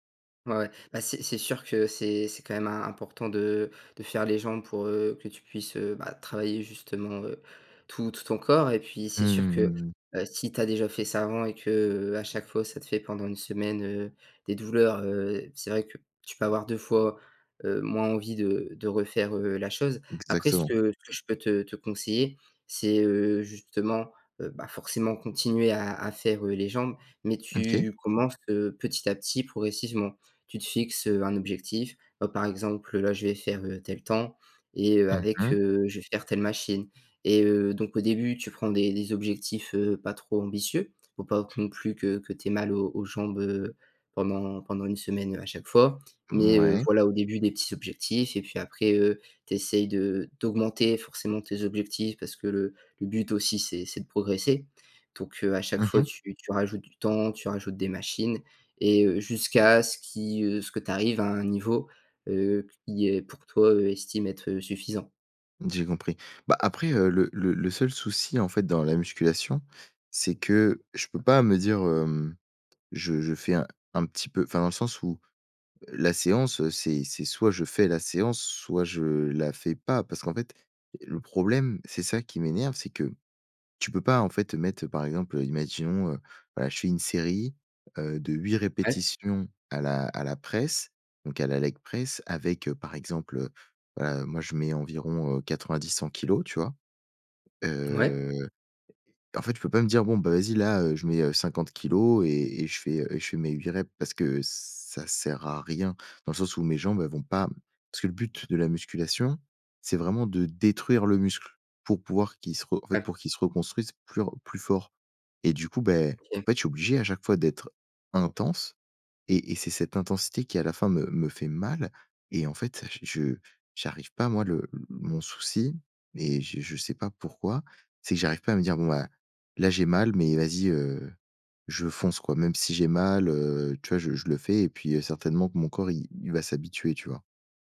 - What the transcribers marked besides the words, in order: in English: "leg press"; "répétitions" said as "reps"; stressed: "détruire"; stressed: "intense"
- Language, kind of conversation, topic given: French, advice, Comment reprendre le sport après une longue pause sans risquer de se blesser ?